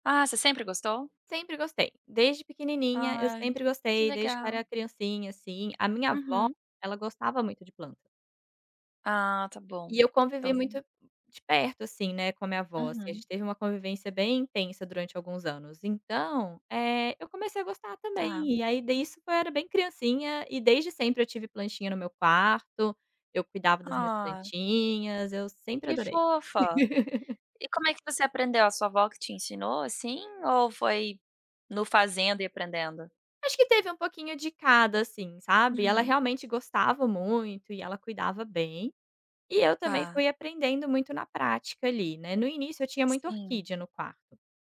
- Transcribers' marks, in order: tapping; laugh
- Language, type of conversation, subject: Portuguese, podcast, Como você usa plantas para deixar o espaço mais agradável?